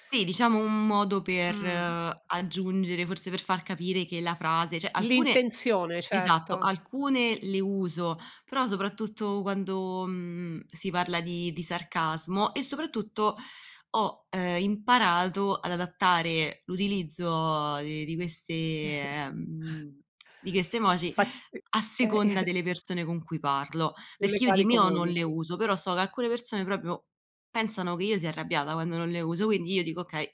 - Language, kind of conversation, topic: Italian, podcast, Preferisci parlare di persona o via messaggio, e perché?
- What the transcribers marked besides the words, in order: tapping; chuckle; chuckle